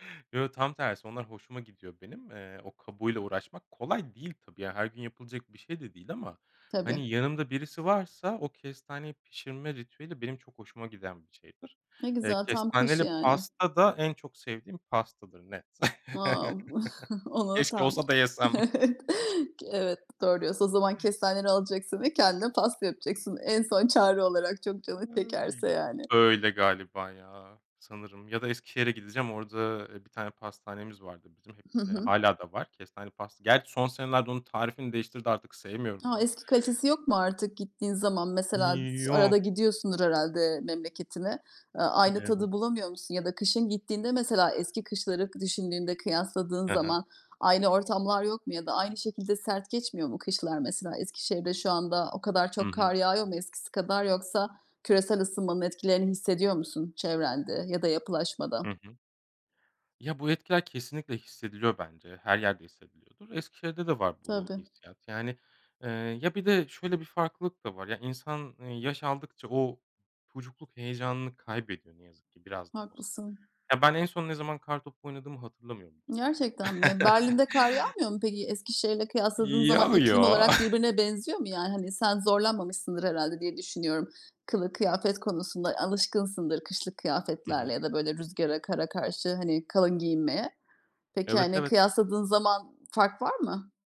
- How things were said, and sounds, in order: in English: "Wow"; chuckle; other background noise; chuckle; laughing while speaking: "Evet"; chuckle; unintelligible speech; chuckle; chuckle
- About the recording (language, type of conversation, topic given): Turkish, podcast, En çok hangi mevsimi seviyorsun ve neden?